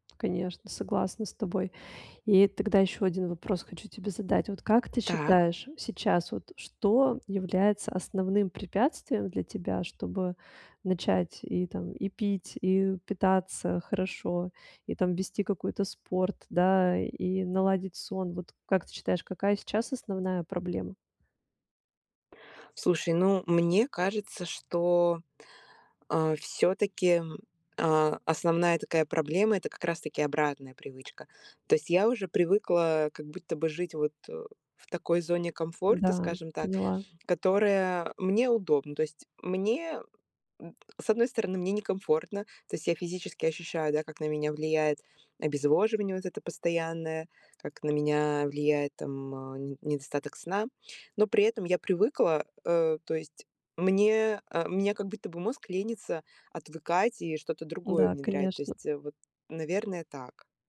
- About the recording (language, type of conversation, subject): Russian, advice, Как маленькие ежедневные шаги помогают добиться устойчивых изменений?
- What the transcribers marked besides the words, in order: tapping